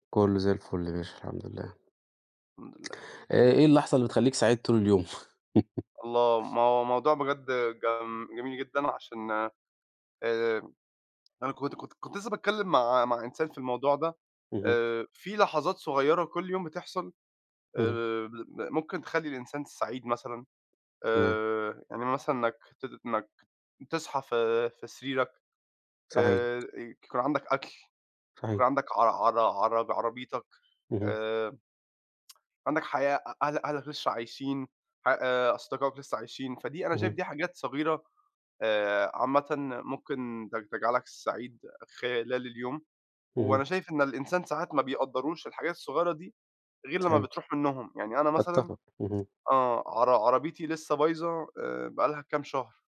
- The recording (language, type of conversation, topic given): Arabic, unstructured, إيه هي اللحظة الصغيرة اللي بتخليك مبسوط خلال اليوم؟
- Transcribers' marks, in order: chuckle; tapping; tsk